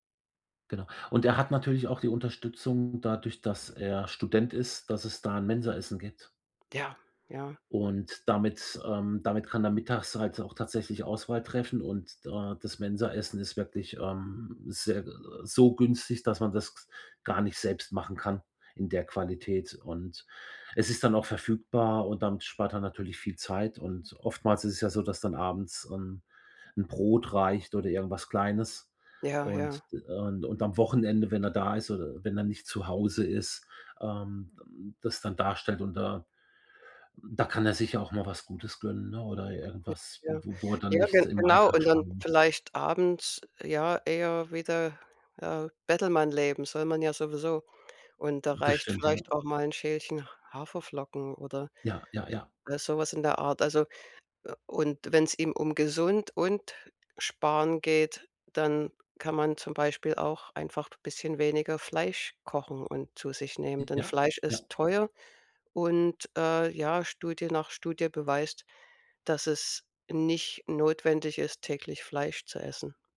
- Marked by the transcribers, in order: tapping; other background noise
- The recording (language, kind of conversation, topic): German, advice, Wie kann ich mit wenig Geld gesunde Lebensmittel einkaufen?